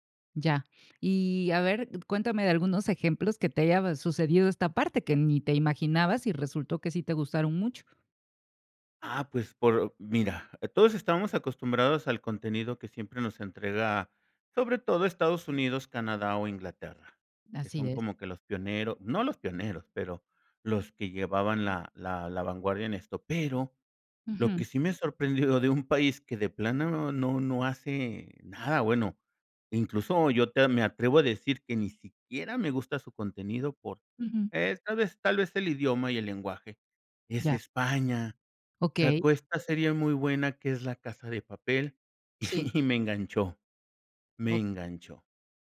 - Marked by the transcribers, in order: laughing while speaking: "de un país"; chuckle; laughing while speaking: "y"
- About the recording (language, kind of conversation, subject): Spanish, podcast, ¿Cómo influyen las redes sociales en la popularidad de una serie?